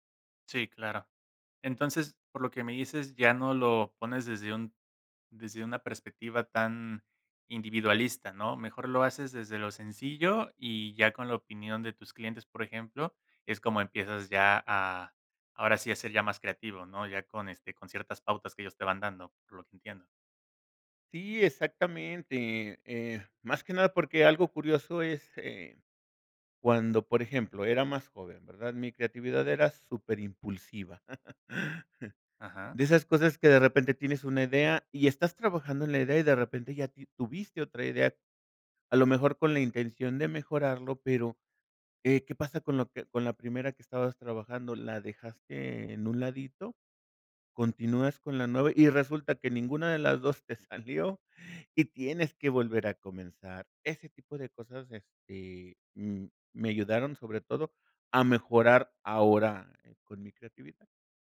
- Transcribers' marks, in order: laugh
- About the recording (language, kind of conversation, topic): Spanish, podcast, ¿Cómo ha cambiado tu creatividad con el tiempo?